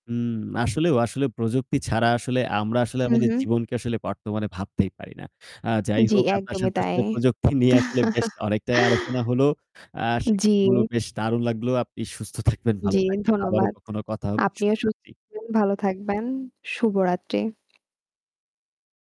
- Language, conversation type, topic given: Bengali, unstructured, প্রযুক্তি আমাদের ব্যক্তিগত সম্পর্ককে কীভাবে প্রভাবিত করে?
- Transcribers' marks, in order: other background noise; distorted speech; static; chuckle; unintelligible speech